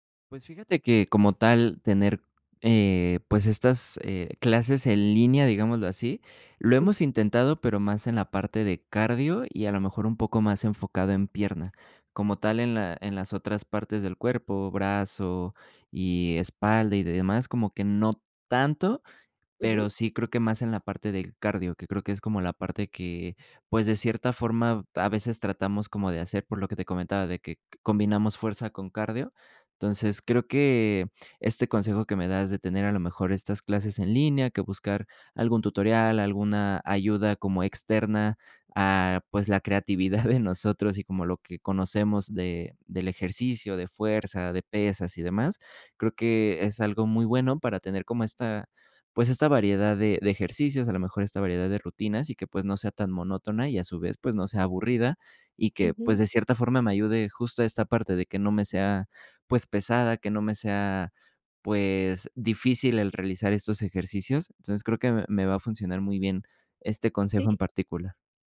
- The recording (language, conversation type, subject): Spanish, advice, ¿Cómo puedo variar mi rutina de ejercicio para no aburrirme?
- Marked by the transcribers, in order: giggle; other noise